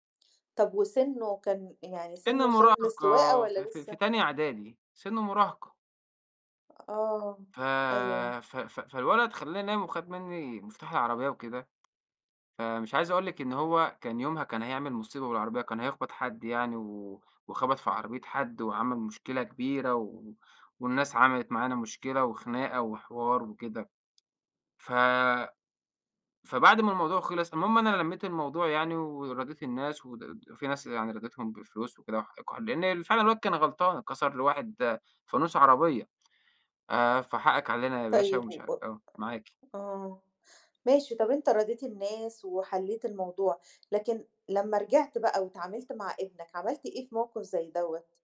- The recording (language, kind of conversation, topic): Arabic, podcast, إزاي بتوازن بين إنك تحمي اللي قدامك وإنك تديه مساحة حرية؟
- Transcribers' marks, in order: unintelligible speech